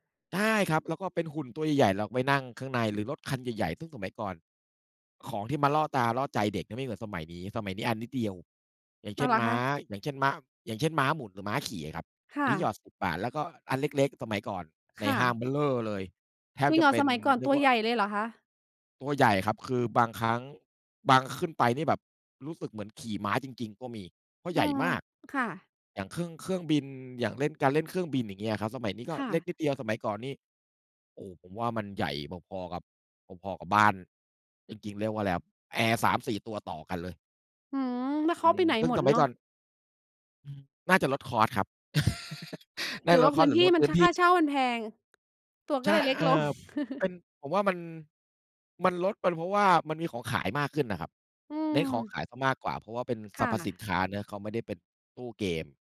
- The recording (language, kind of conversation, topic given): Thai, unstructured, เวลานึกถึงวัยเด็ก คุณชอบคิดถึงอะไรที่สุด?
- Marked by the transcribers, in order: other background noise; tapping; in English: "คอสต์"; laugh; in English: "คอสต์"; chuckle